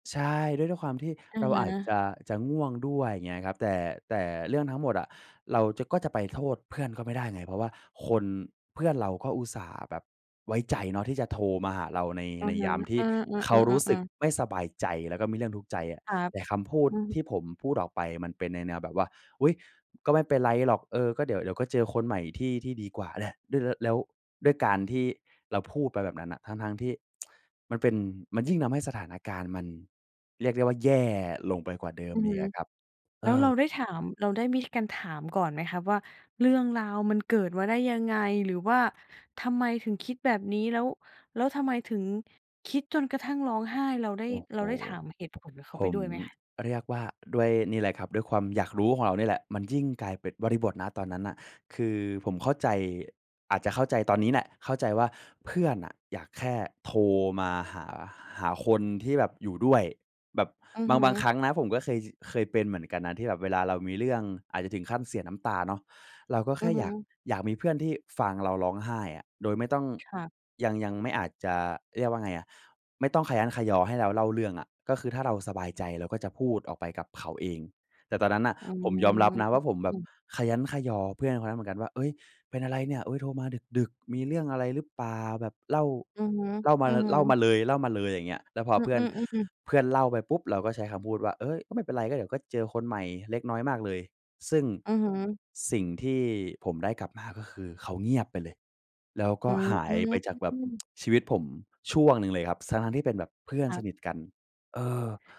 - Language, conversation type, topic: Thai, podcast, เวลาเพื่อนมาระบาย คุณรับฟังเขายังไงบ้าง?
- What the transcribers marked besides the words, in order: tsk; other background noise; drawn out: "อืม"; drawn out: "อืม"; tsk